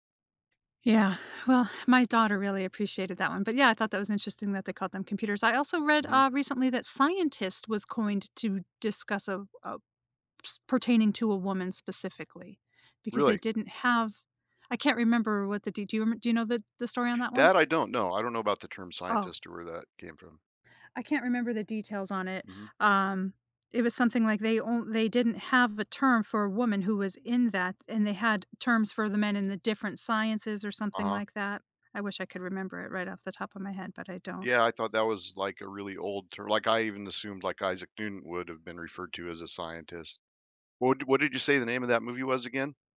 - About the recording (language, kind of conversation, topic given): English, unstructured, How has history shown unfair treatment's impact on groups?
- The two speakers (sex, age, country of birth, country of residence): female, 50-54, United States, United States; male, 55-59, United States, United States
- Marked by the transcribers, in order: other background noise